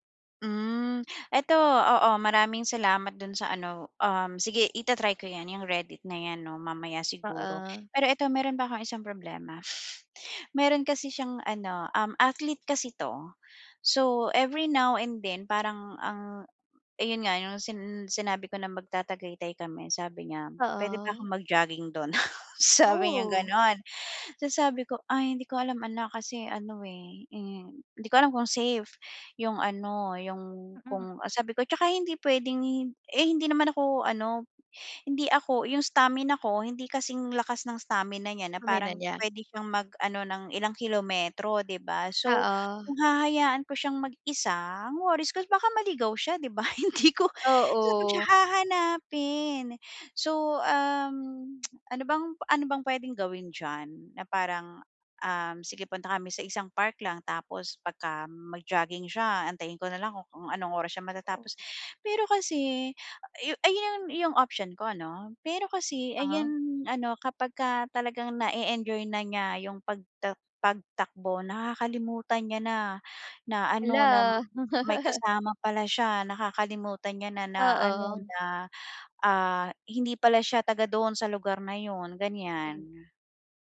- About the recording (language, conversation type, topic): Filipino, advice, Paano ko aayusin ang hindi inaasahang problema sa bakasyon para ma-enjoy ko pa rin ito?
- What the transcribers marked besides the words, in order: laughing while speaking: "hindi ko"; tsk; laugh